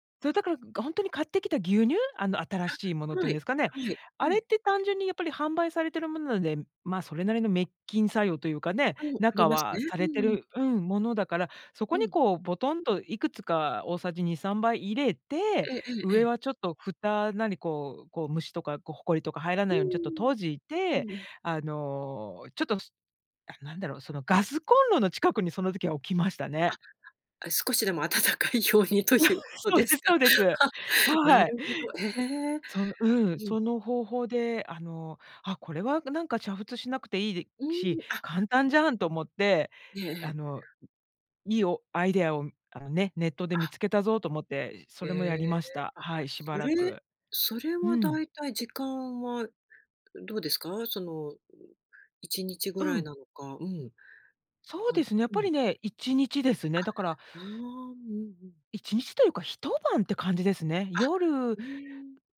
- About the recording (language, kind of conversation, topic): Japanese, podcast, 自宅で発酵食品を作ったことはありますか？
- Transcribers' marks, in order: laughing while speaking: "温かいようにということですか。は"; chuckle